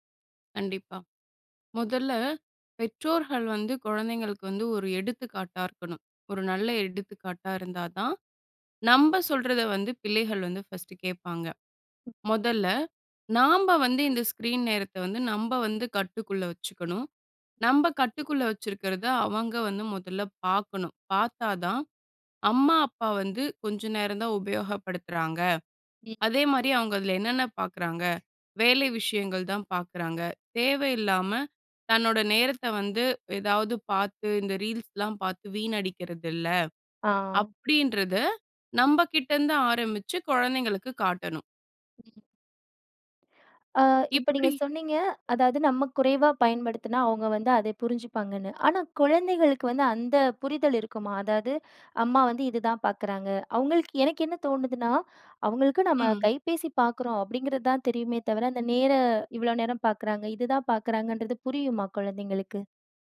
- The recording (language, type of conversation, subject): Tamil, podcast, குழந்தைகளின் திரை நேரத்தை நீங்கள் எப்படி கையாள்கிறீர்கள்?
- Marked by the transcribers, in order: other noise